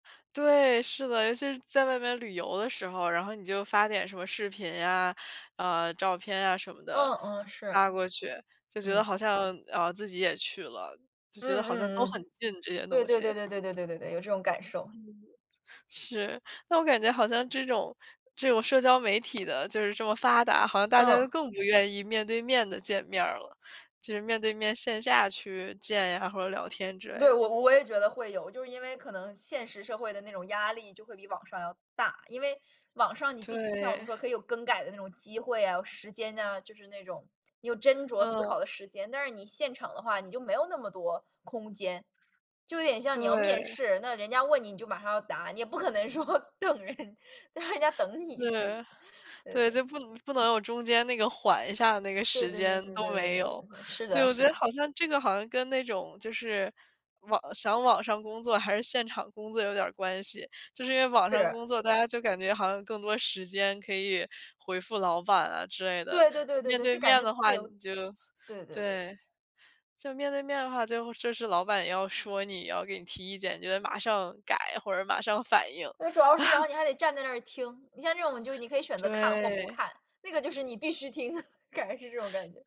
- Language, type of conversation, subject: Chinese, unstructured, 你觉得网上聊天和面对面聊天有什么不同？
- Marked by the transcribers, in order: laughing while speaking: "说等人，就让人家等你"; chuckle; chuckle